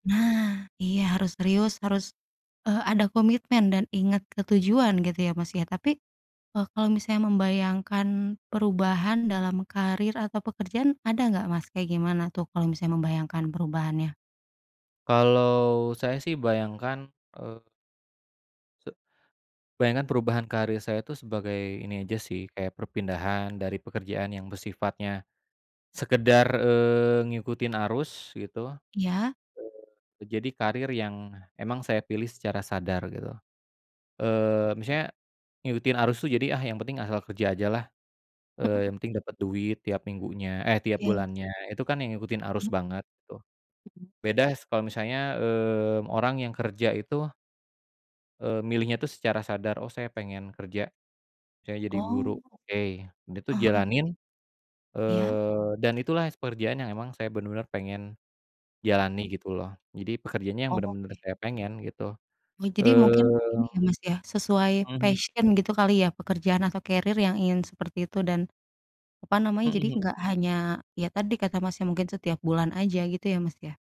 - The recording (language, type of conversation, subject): Indonesian, unstructured, Bagaimana kamu membayangkan hidupmu lima tahun ke depan?
- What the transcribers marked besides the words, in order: other background noise; tapping; "beda" said as "bedas"; in English: "passion"; "karir" said as "kerir"